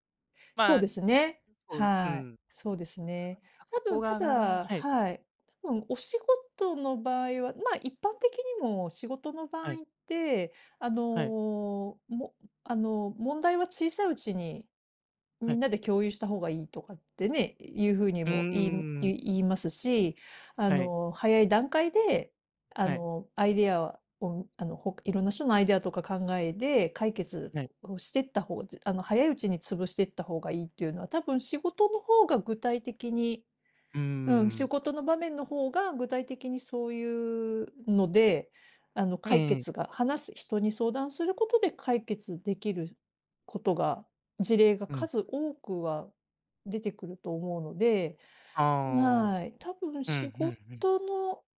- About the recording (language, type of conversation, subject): Japanese, advice, 感情を抑えて孤立してしまう自分のパターンを、どうすれば変えられますか？
- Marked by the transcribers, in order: none